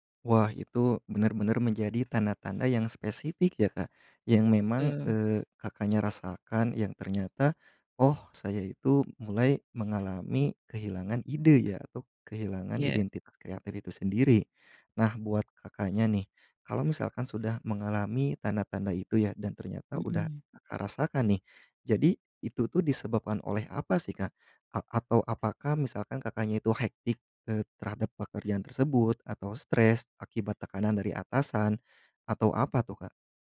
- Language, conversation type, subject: Indonesian, podcast, Pernahkah kamu merasa kehilangan identitas kreatif, dan apa penyebabnya?
- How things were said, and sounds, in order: in English: "hectic"